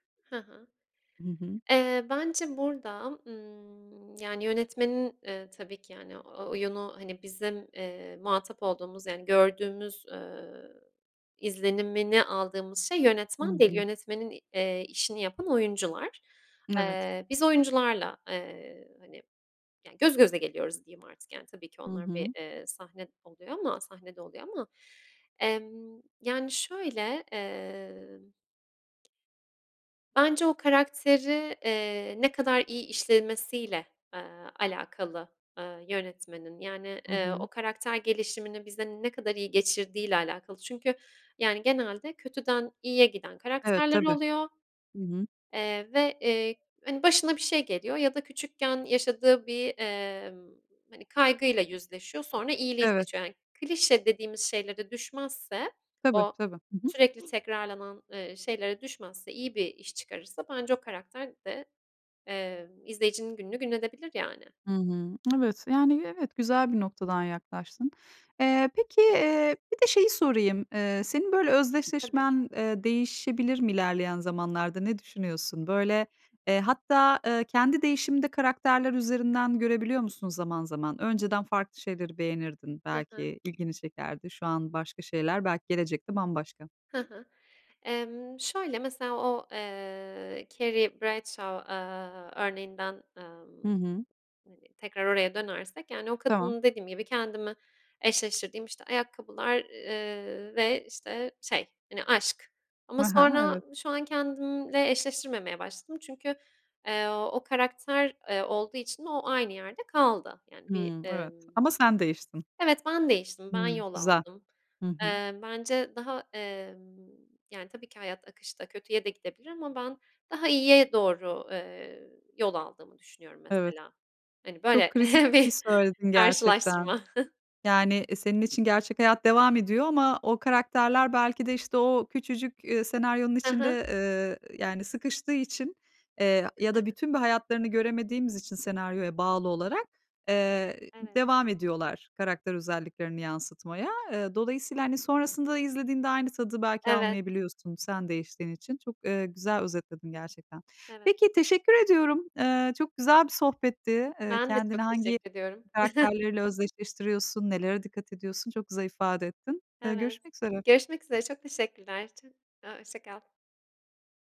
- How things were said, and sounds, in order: tapping; sniff; other background noise; chuckle; chuckle; chuckle
- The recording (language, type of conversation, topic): Turkish, podcast, Hangi dizi karakteriyle özdeşleşiyorsun, neden?